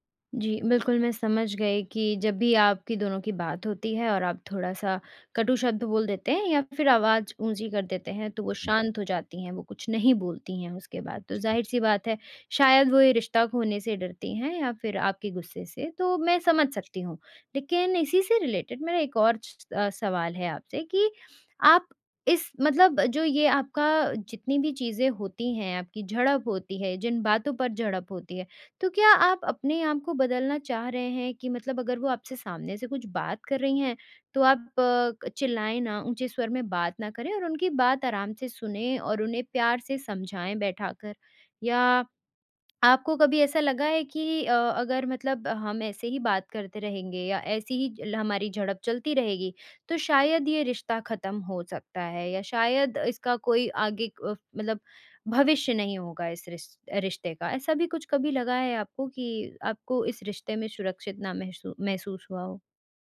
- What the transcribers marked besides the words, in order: in English: "रिलेटेड"
- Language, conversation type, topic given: Hindi, advice, क्या आपके साथी के साथ बार-बार तीखी झड़पें होती हैं?
- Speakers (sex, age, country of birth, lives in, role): female, 20-24, India, India, advisor; male, 25-29, India, India, user